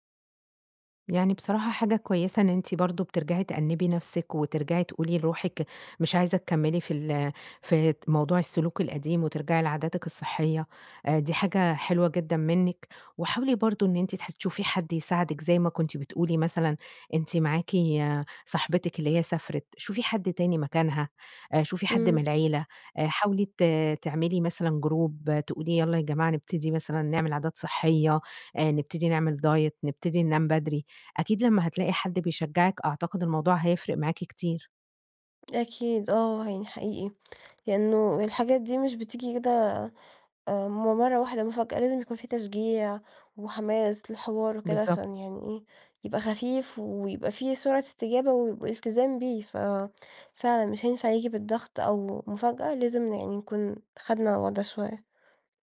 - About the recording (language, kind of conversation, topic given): Arabic, advice, ليه برجع لعاداتي القديمة بعد ما كنت ماشي على عادات صحية؟
- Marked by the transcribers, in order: tapping; in English: "group"; in English: "diet"